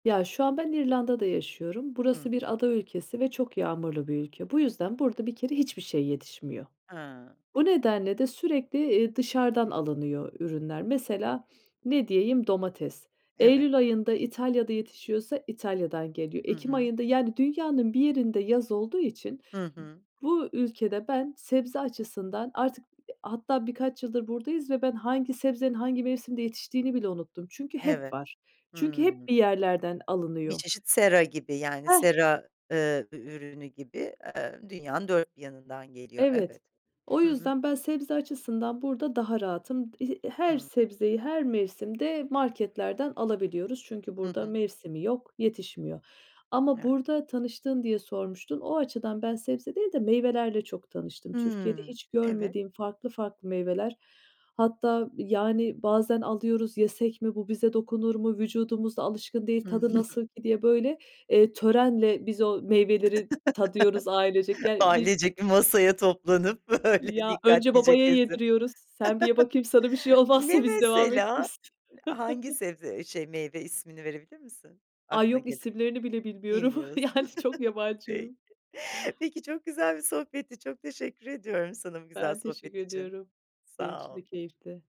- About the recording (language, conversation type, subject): Turkish, podcast, Sebzeleri sevdirmek için ne yaparsın?
- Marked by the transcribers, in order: other background noise; unintelligible speech; other noise; chuckle; laughing while speaking: "Ailecek bir masaya toplanıp böyle dikkatlice kesip"; chuckle; laughing while speaking: "sana bir şey olmazsa biz devam ederiz"; chuckle; chuckle; laughing while speaking: "Yani çok yabancıyım"